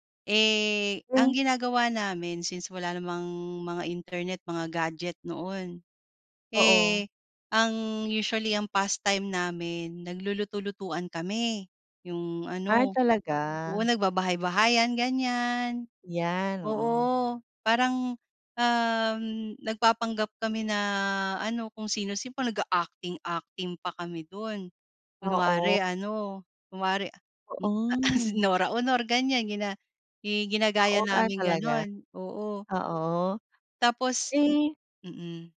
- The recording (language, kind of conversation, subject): Filipino, podcast, Anong alaala ng pamilya ang pinakamatamis para sa’yo?
- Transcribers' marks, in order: none